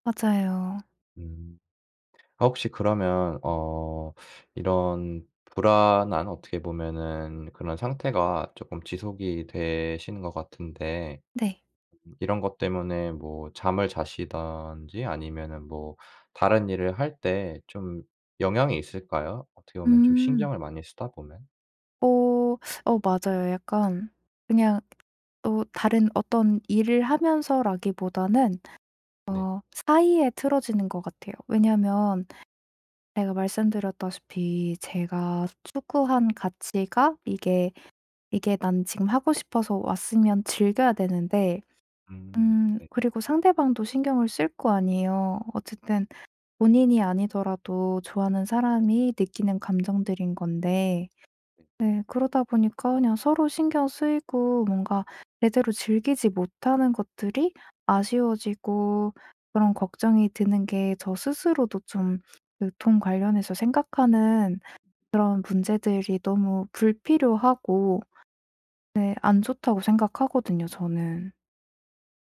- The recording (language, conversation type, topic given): Korean, advice, 재정 걱정 때문에 계속 불안하고 걱정이 많은데 어떻게 해야 하나요?
- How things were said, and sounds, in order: tapping; other background noise